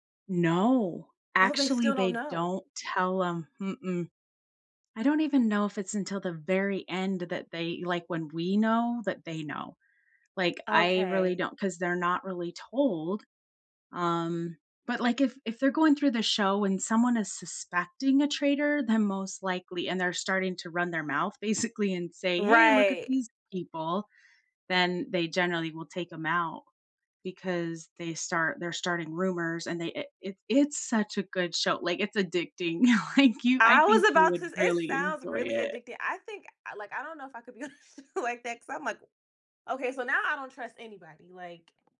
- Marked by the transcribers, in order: tapping; laughing while speaking: "basically"; chuckle; laughing while speaking: "a show"
- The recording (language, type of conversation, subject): English, unstructured, Which streaming series have you binged lately, what hooked you, and how did they resonate with you?
- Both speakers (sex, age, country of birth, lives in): female, 30-34, United States, United States; female, 45-49, United States, United States